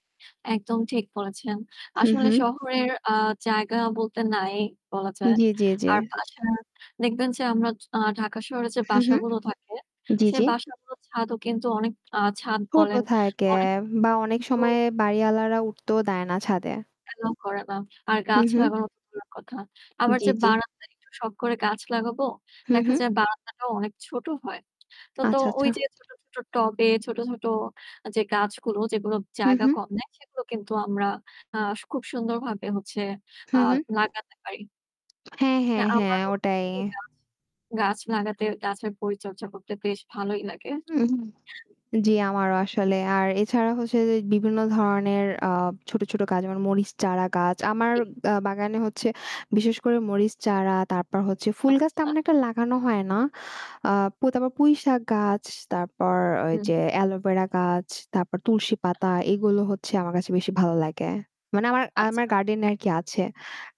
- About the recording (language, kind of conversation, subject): Bengali, unstructured, কোন শখটি তোমাকে সবচেয়ে বেশি আনন্দ দেয়?
- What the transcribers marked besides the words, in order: static; distorted speech; other background noise; tapping